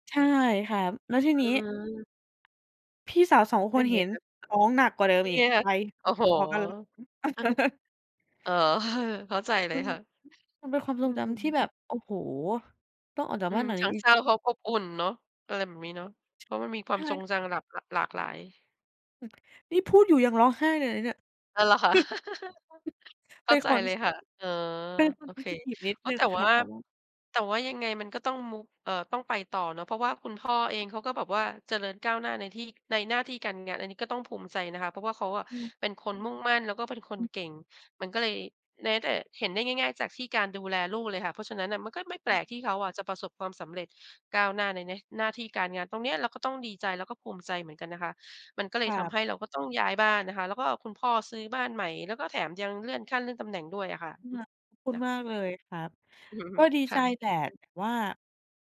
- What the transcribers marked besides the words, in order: chuckle; sad: "ช ใช่"; chuckle; other noise; in English: "เซนซิทิฟ"; unintelligible speech; chuckle
- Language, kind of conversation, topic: Thai, podcast, คุณมีความทรงจำในครอบครัวเรื่องไหนที่ยังทำให้รู้สึกอบอุ่นมาจนถึงวันนี้?
- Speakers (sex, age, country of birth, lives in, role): female, 35-39, Thailand, Thailand, guest; female, 50-54, Thailand, Thailand, host